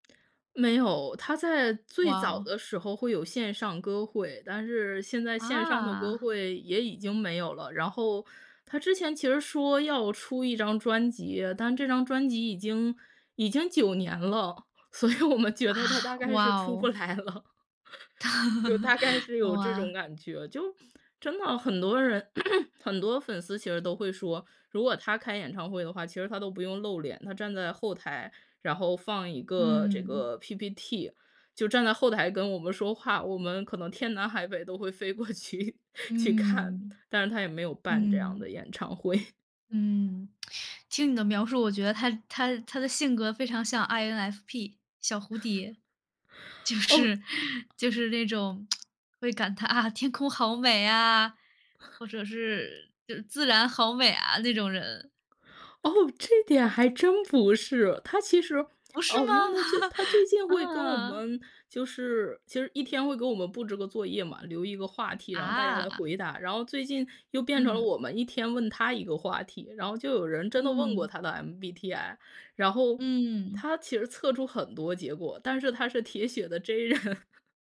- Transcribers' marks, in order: laughing while speaking: "所以我们觉得它大概是出不来了"; laugh; laughing while speaking: "就大概是"; throat clearing; laughing while speaking: "飞过去"; laughing while speaking: "会"; tsk; laughing while speaking: "就是"; tsk; laugh; laughing while speaking: "J人"
- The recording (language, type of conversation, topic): Chinese, podcast, 有哪些歌曲或歌手对你的音乐口味产生了重要影响？